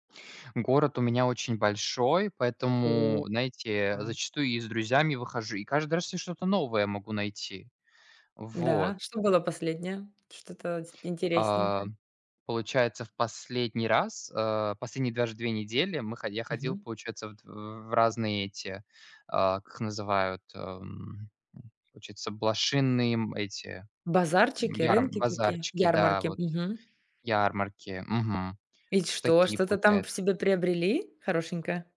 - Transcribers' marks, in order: tapping
- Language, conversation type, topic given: Russian, unstructured, Как ты считаешь, что делает город хорошим для жизни?